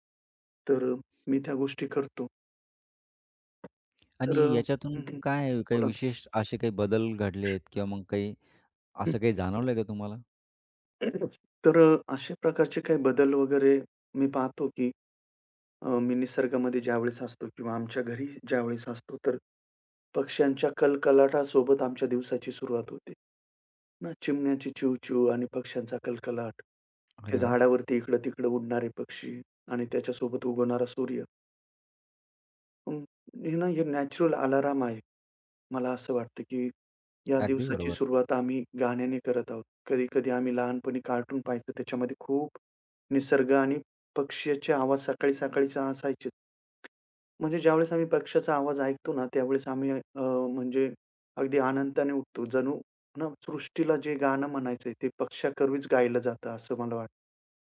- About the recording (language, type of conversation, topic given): Marathi, podcast, पक्ष्यांच्या आवाजांवर लक्ष दिलं तर काय बदल होतो?
- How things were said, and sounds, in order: tapping; other background noise; throat clearing